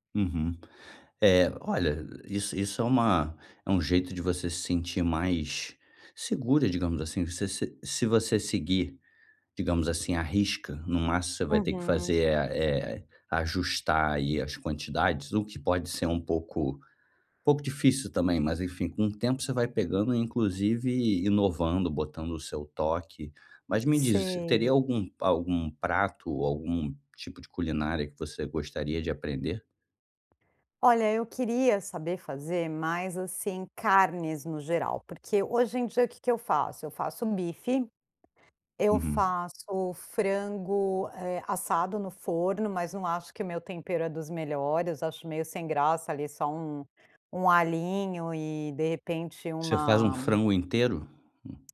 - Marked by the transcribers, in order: tapping
- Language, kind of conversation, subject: Portuguese, advice, Como posso me sentir mais seguro ao cozinhar pratos novos?